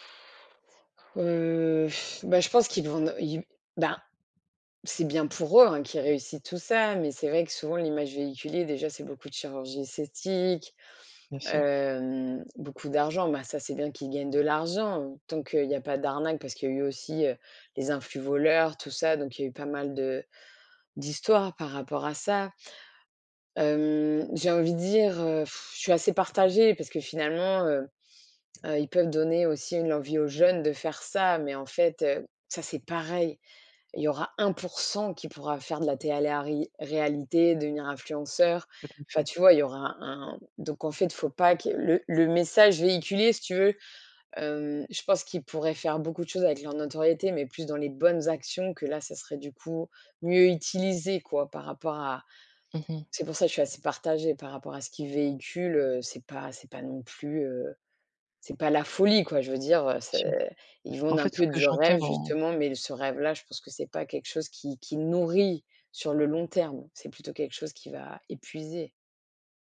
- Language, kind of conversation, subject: French, podcast, Comment les réseaux sociaux influencent-ils nos envies de changement ?
- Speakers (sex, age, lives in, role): female, 40-44, France, guest; female, 45-49, France, host
- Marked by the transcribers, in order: drawn out: "Heu"; blowing; stressed: "ben"; drawn out: "hem"; drawn out: "Hem"; blowing; stressed: "pareil"; tapping; other background noise; stressed: "bonnes"; stressed: "folie"; other noise; stressed: "nourrit"